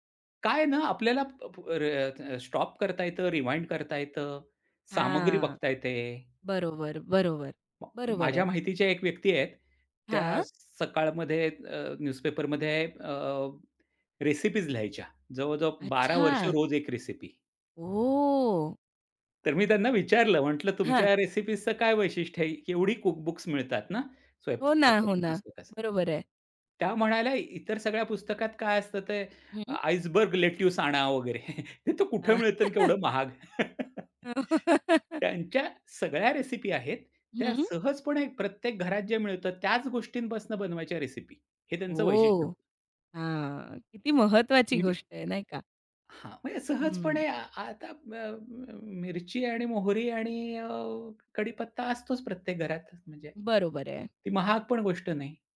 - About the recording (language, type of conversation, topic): Marathi, podcast, कोर्स, पुस्तक किंवा व्हिडिओ कशा प्रकारे निवडता?
- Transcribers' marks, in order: other background noise; in English: "न्यूजपेपरमध्ये"; drawn out: "ओह!"; laughing while speaking: "वगैरे"; chuckle; laughing while speaking: "हां"; chuckle; laughing while speaking: "हो"; chuckle; drawn out: "ओह!"